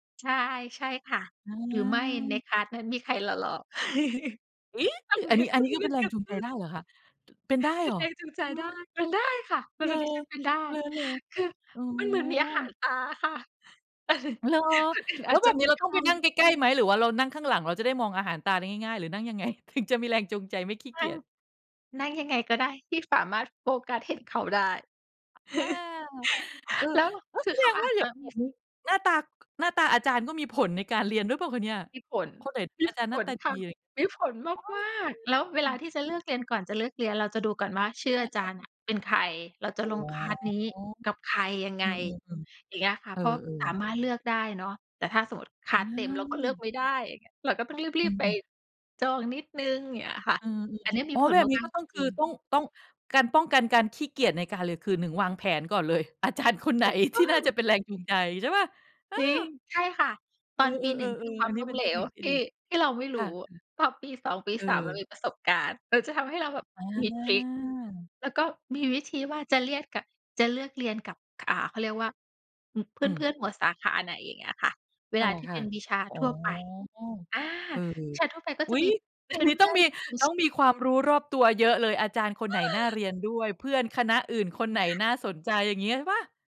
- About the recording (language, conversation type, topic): Thai, podcast, คุณมีวิธีจัดการกับความขี้เกียจตอนเรียนยังไงบ้าง?
- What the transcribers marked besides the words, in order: in English: "คลาส"; laugh; unintelligible speech; tapping; laughing while speaking: "ตาค่ะ คนอื่นอาจจะไม่ทำ"; laughing while speaking: "ไง ?"; laugh; unintelligible speech; in English: "คลาส"; in English: "คลาส"; laughing while speaking: "อาจารย์คนไหน"; unintelligible speech